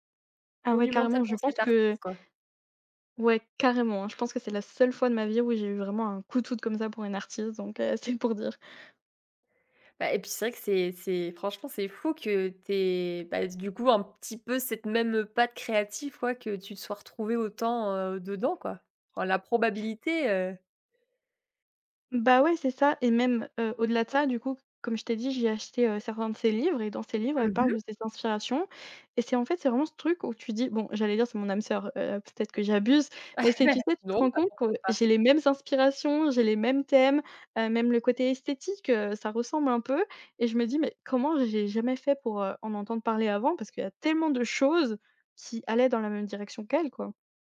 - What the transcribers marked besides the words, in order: laughing while speaking: "c'est pour dire"; laugh; other background noise; stressed: "tellement"
- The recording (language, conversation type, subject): French, podcast, Quel artiste français considères-tu comme incontournable ?